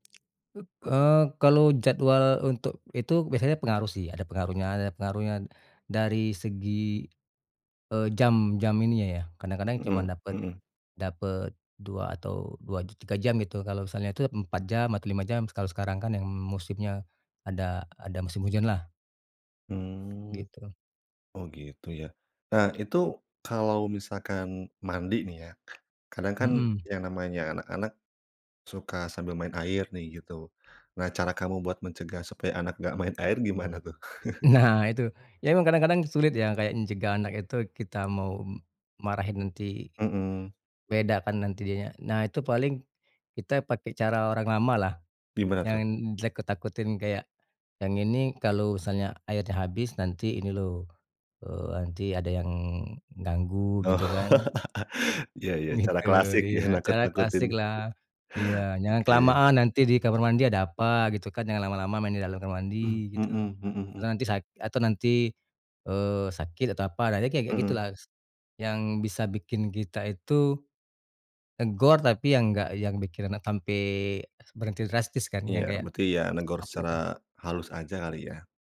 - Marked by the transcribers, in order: drawn out: "Mmm"; other background noise; laughing while speaking: "main air gimana, tuh?"; chuckle; laughing while speaking: "Nah"; laughing while speaking: "Oh, ya ya. Cara klasik, ya, nakut-nakutin"; laughing while speaking: "Gitu"
- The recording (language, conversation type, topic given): Indonesian, podcast, Bagaimana cara sederhana menghemat air di rumah menurutmu?